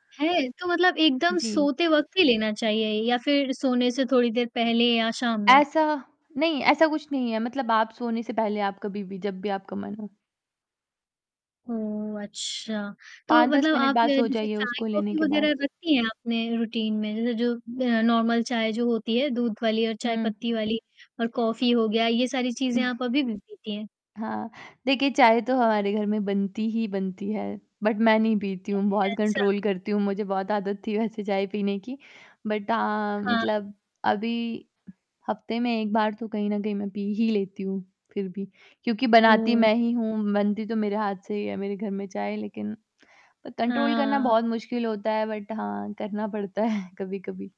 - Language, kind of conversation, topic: Hindi, podcast, घर पर स्वस्थ खाना बनाने के आपके आसान तरीके क्या हैं?
- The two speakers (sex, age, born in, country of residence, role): female, 20-24, India, India, guest; female, 40-44, India, India, host
- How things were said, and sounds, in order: static; in English: "रूटीन"; in English: "नॉर्मल"; other background noise; in English: "बट"; unintelligible speech; in English: "कंट्रोल"; laughing while speaking: "वैसे"; in English: "बट"; other noise; tapping; in English: "कंट्रोल"; in English: "बट"; laughing while speaking: "पड़ता है"